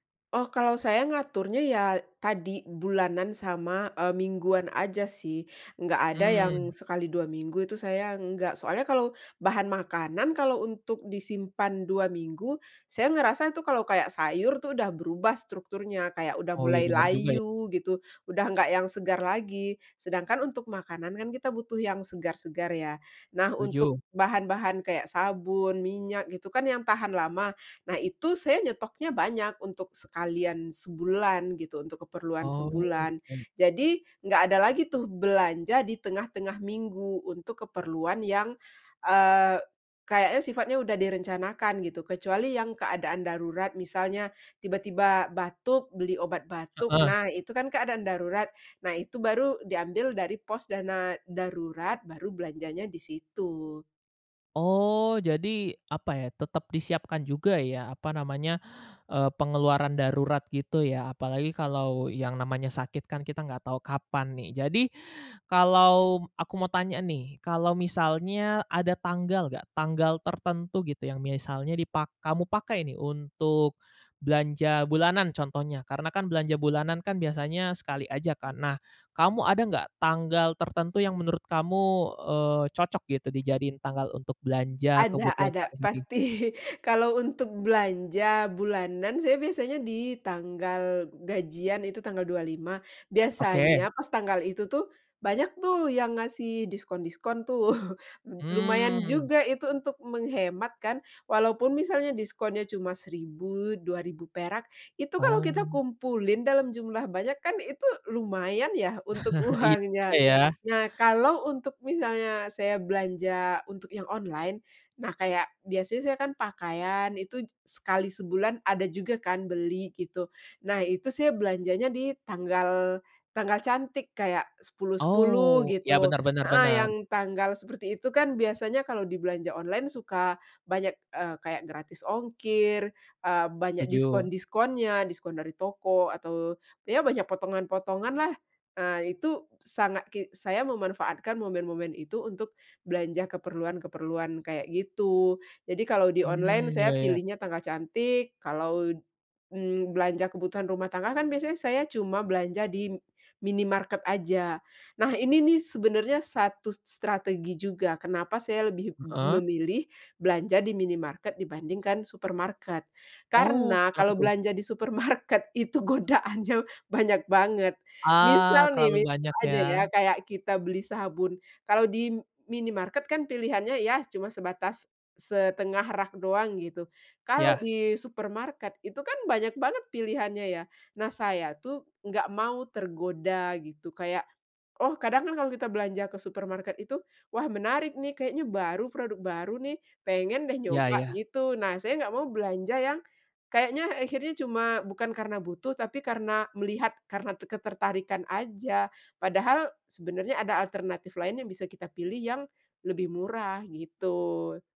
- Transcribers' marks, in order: drawn out: "Oke"; other background noise; laughing while speaking: "Pasti"; laughing while speaking: "tuh"; chuckle; chuckle; laughing while speaking: "supermarket"
- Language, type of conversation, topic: Indonesian, podcast, Bagaimana kamu mengatur belanja bulanan agar hemat dan praktis?